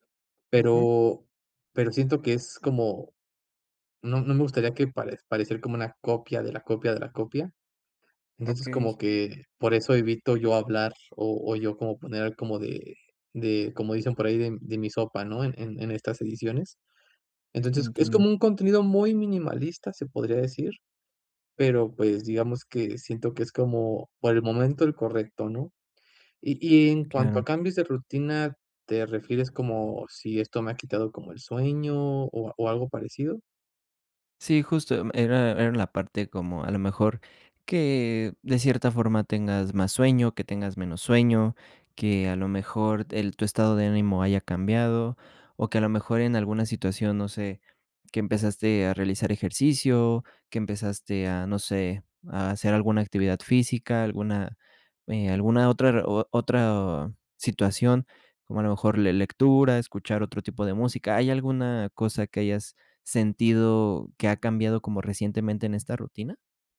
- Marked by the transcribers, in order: tapping
- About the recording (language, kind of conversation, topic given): Spanish, advice, ¿Qué puedo hacer si no encuentro inspiración ni ideas nuevas?